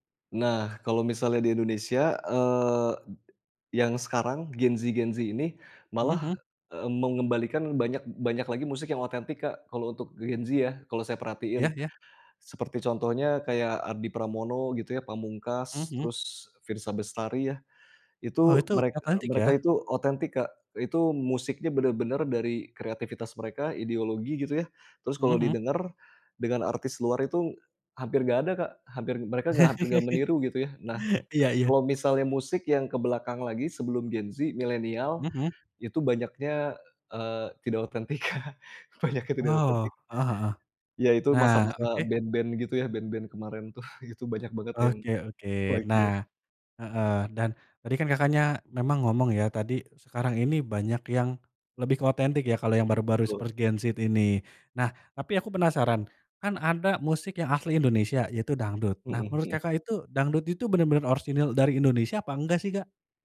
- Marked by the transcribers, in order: swallow; laugh; tapping; laughing while speaking: "otentik Kak, banyaknya tidak otentik"; in English: "flight jet"
- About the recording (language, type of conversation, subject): Indonesian, podcast, Apa yang membuat sebuah karya terasa otentik menurutmu?